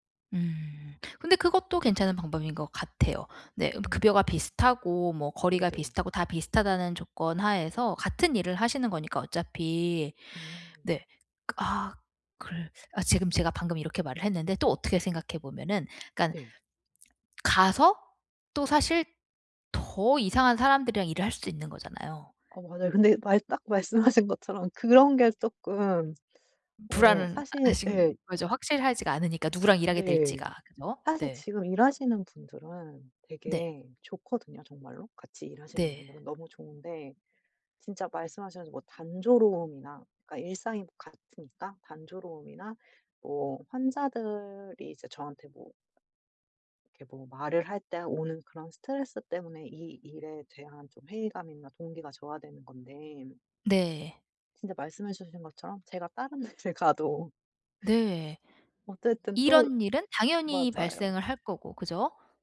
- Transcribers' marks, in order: laughing while speaking: "말씀하신"; other background noise; laughing while speaking: "데를"
- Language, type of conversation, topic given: Korean, advice, 반복적인 업무 때문에 동기가 떨어질 때, 어떻게 일에서 의미를 찾을 수 있을까요?